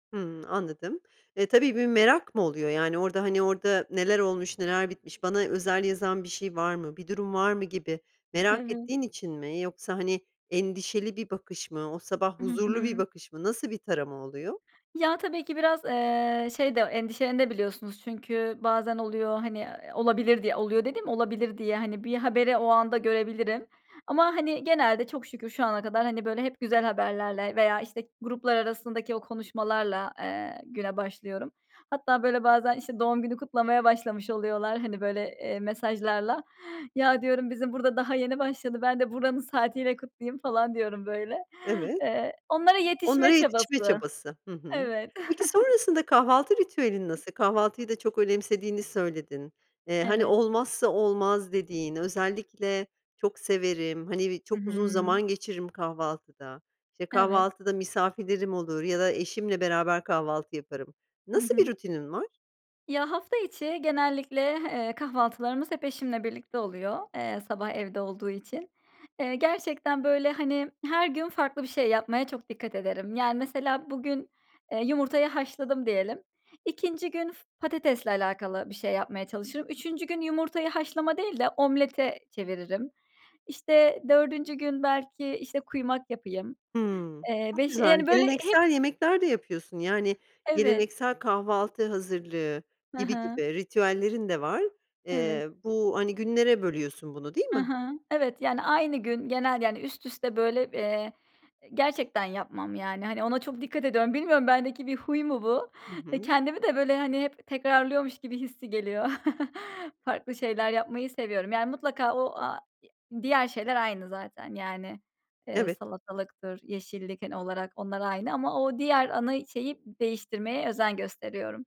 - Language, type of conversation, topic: Turkish, podcast, Sabah uyandığınızda ilk yaptığınız şeyler nelerdir?
- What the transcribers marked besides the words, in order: tapping; other background noise; chuckle; chuckle